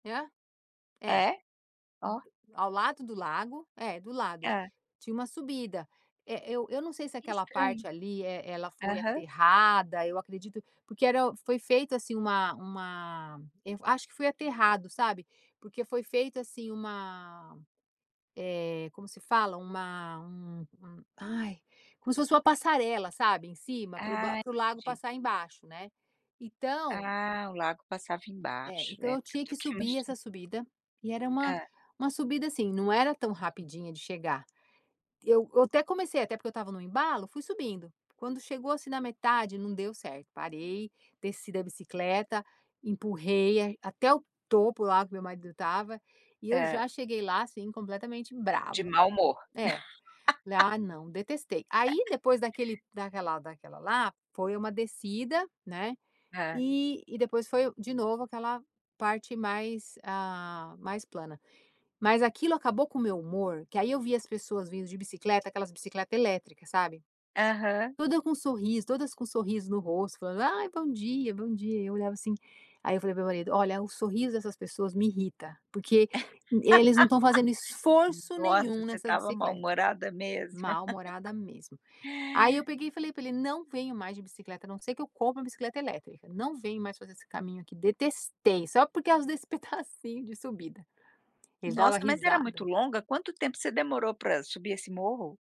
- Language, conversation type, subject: Portuguese, podcast, Como o movimento influencia seu humor?
- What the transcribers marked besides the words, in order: laugh; laugh; laugh; laughing while speaking: "pedacinho"